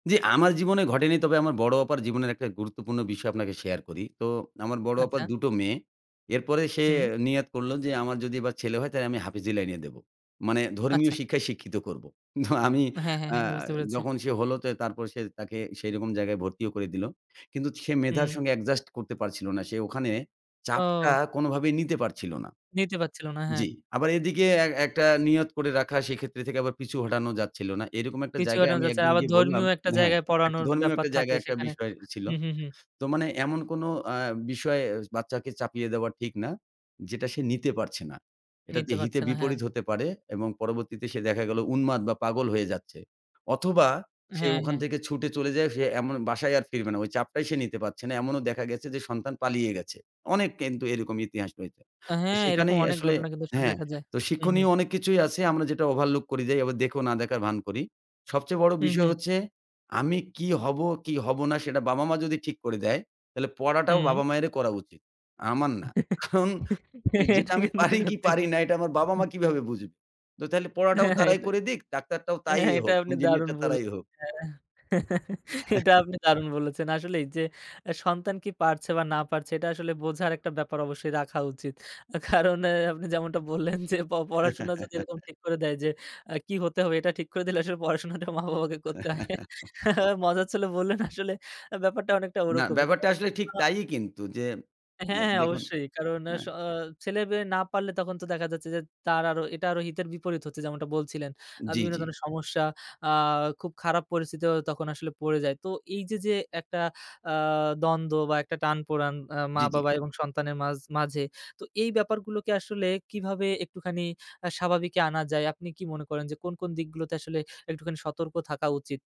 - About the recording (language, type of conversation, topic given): Bengali, podcast, শিক্ষা ও ক্যারিয়ার নিয়ে বাবা-মায়ের প্রত্যাশা ভিন্ন হলে পরিবারে কী ঘটে?
- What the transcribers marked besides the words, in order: laughing while speaking: "তো আমি"; laughing while speaking: "কারণ এ যেটা আমি পারি কী পারি না"; laugh; laughing while speaking: "এটা কিন্তু সত্যি"; chuckle; laughing while speaking: "হ্যাঁ, হ্যাঁ, এটা হ্যাঁ, হ্যাঁ এটা আপনি দারুণ বলেছেন"; laugh; laughing while speaking: "এটা আপনি দারুণ বলেছেন"; chuckle; laughing while speaking: "কারণ আপনি যেমনটা বললেন যে … ব্যাপারটা অনেকটা ওরকমই"; giggle; giggle